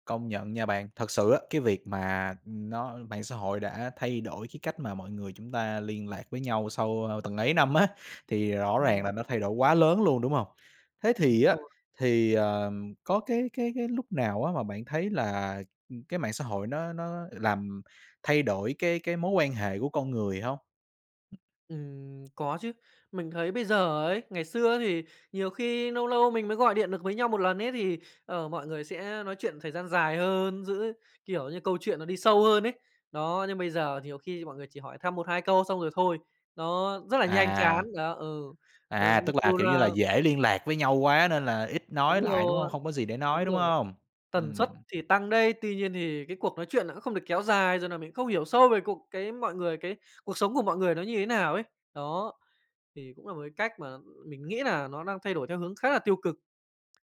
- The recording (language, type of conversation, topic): Vietnamese, podcast, Bạn nghĩ mạng xã hội đã thay đổi cách bạn giữ liên lạc với mọi người như thế nào?
- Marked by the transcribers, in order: tapping; other background noise